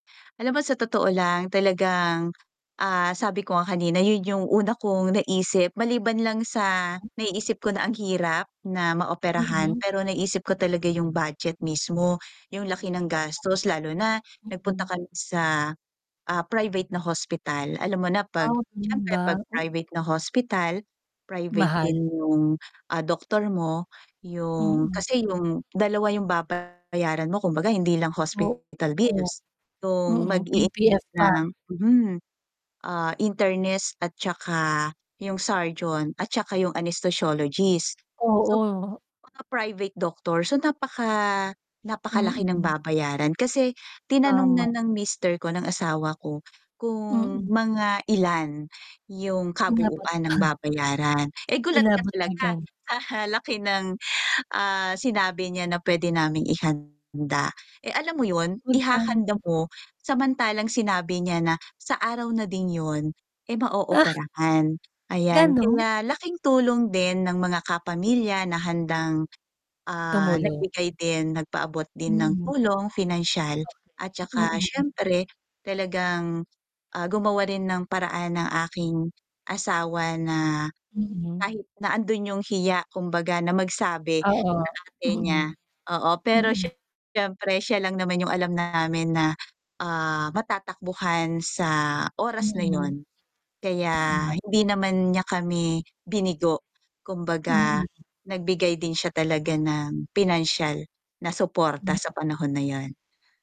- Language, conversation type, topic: Filipino, podcast, Ano ang pinakamalaking hamon na nalampasan mo?
- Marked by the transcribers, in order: other background noise; static; distorted speech; unintelligible speech; unintelligible speech; tapping